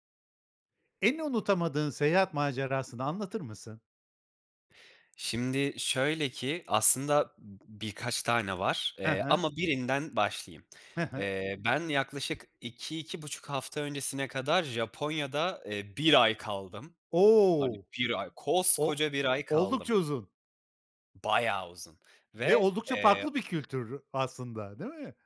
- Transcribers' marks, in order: stressed: "koskoca"
- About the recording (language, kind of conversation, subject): Turkish, podcast, En unutamadığın seyahat maceranı anlatır mısın?